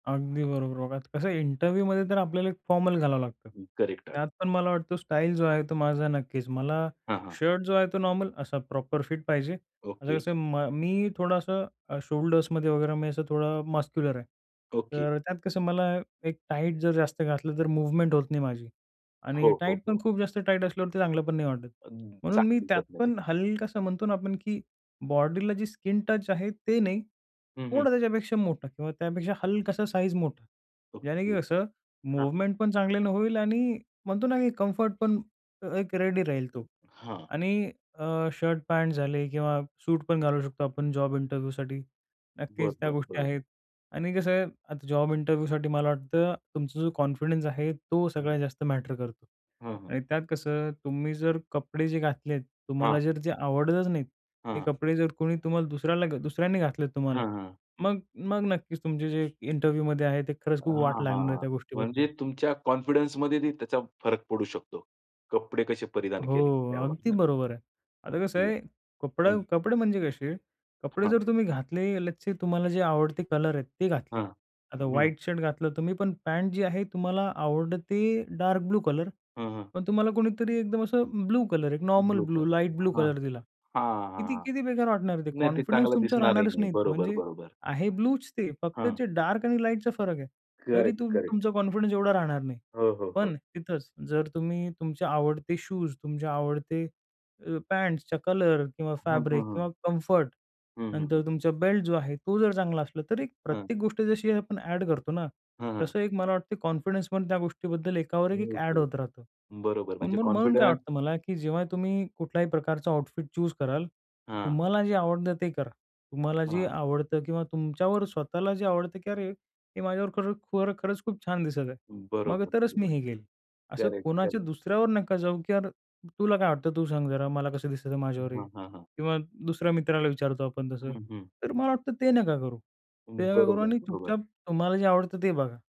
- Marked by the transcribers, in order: other background noise; tapping; in English: "इंटरव्ह्यूमध्ये"; unintelligible speech; in English: "प्रॉपर"; in English: "मस्क्युलर"; unintelligible speech; in English: "रेडी"; in English: "इंटरव्ह्यूसाठी"; in English: "इंटरव्ह्यूसाठी"; in English: "कॉन्फिडन्स"; in English: "कॉन्फिडन्समध्ये"; unintelligible speech; in English: "लेट्स से"; in English: "कॉन्फिडन्स"; in English: "कॉन्फिडन्स"; in English: "फॅब्रिक"; in English: "बेल्ट"; in English: "कॉन्फिडन्स"; in English: "कॉन्फिडन्स"; in English: "आउटफिट चूज"
- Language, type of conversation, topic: Marathi, podcast, आराम आणि शैली यांचा समतोल तुम्ही कसा साधता?